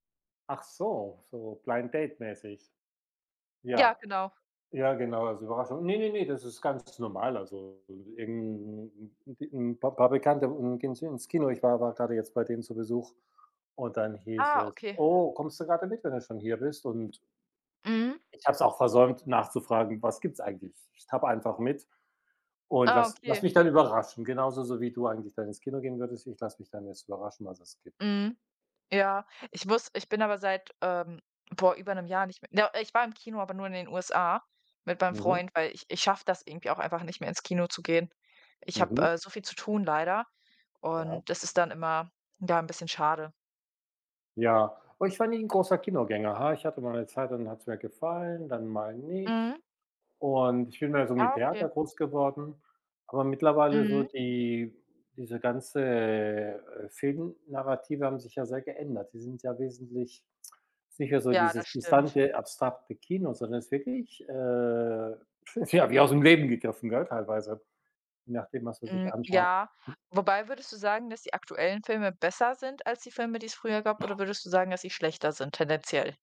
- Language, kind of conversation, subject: German, unstructured, Welche Filme haben dich emotional bewegt?
- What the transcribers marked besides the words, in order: other noise; put-on voice: "tja"